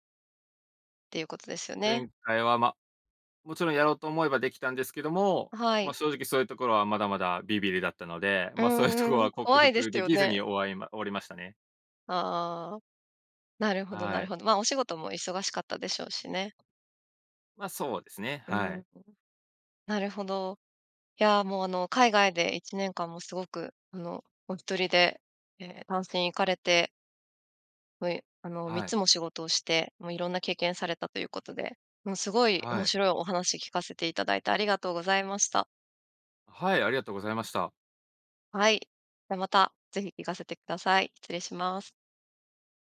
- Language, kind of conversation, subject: Japanese, podcast, 初めて一人でやり遂げたことは何ですか？
- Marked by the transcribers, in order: laughing while speaking: "ま、そういうとこ"; other noise